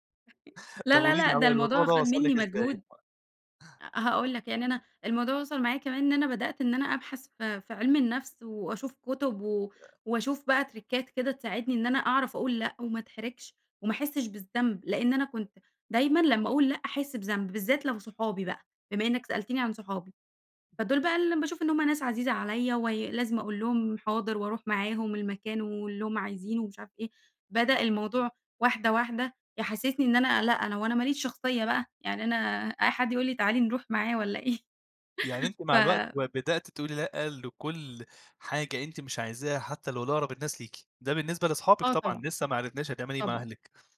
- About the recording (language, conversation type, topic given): Arabic, podcast, إمتى تقول لأ وتعتبر ده موقف حازم؟
- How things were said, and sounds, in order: other background noise; in English: "تِرِكات"; laugh